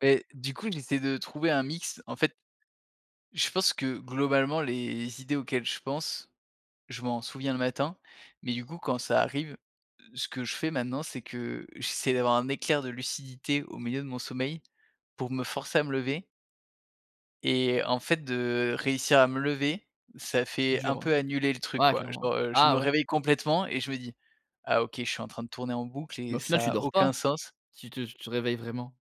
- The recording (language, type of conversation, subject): French, podcast, Comment gères-tu les pensées qui tournent en boucle ?
- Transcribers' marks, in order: none